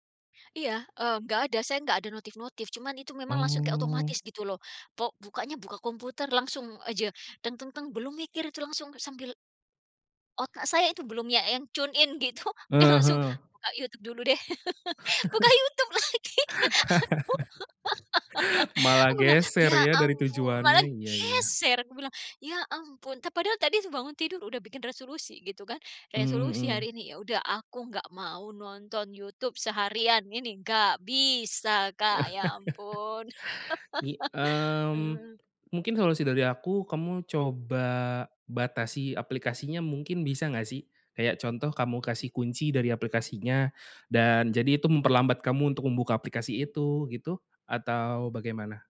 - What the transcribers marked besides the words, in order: other noise; in English: "tune in"; laughing while speaking: "gitu udah langsung"; laugh; laughing while speaking: "buka YouTube lagi. Aku"; laugh; chuckle; laugh
- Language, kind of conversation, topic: Indonesian, advice, Mengapa kamu mudah terganggu dan kehilangan fokus saat berkarya?
- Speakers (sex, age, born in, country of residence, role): female, 45-49, Indonesia, United States, user; male, 20-24, Indonesia, Indonesia, advisor